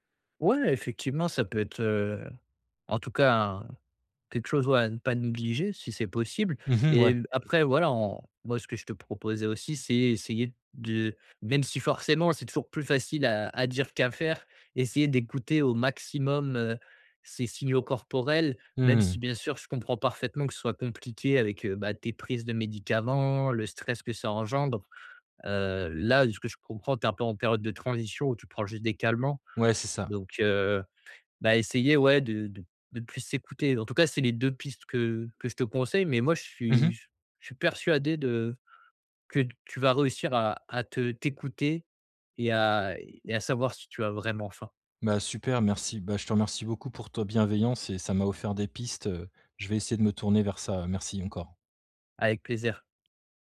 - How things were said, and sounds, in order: tapping; other background noise
- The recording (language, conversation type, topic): French, advice, Comment savoir si j’ai vraiment faim ou si c’est juste une envie passagère de grignoter ?